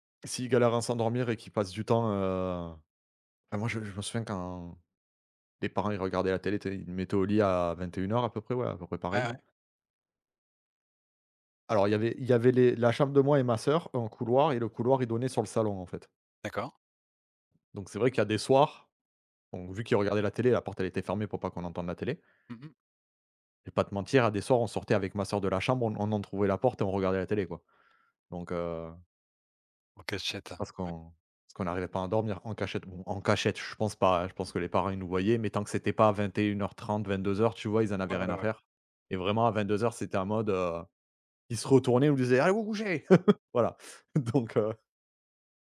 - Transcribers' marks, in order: tapping; stressed: "cachette"; put-on voice: "Allez vous couchez !"; laugh; laughing while speaking: "Donc heu"
- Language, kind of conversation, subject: French, unstructured, Que dirais-tu à quelqu’un qui pense ne pas avoir le temps de faire du sport ?